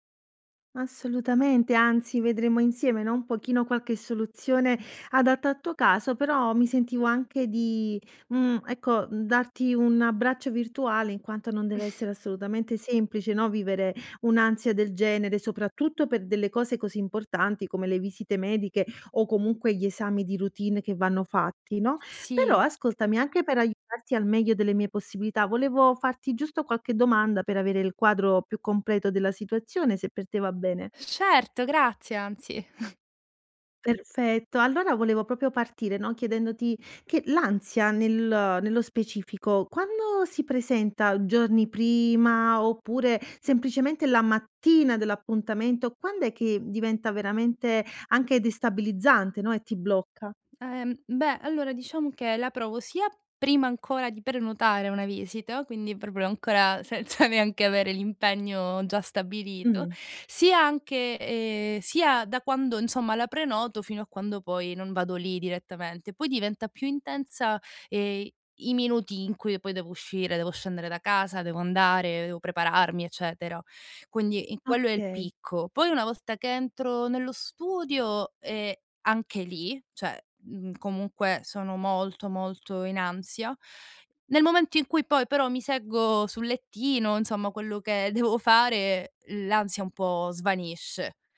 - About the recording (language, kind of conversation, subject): Italian, advice, Come descriveresti la tua ansia anticipatoria prima di visite mediche o esami?
- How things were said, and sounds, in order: chuckle; chuckle; "proprio" said as "propio"; other background noise; laughing while speaking: "senza"; "cioè" said as "ceh"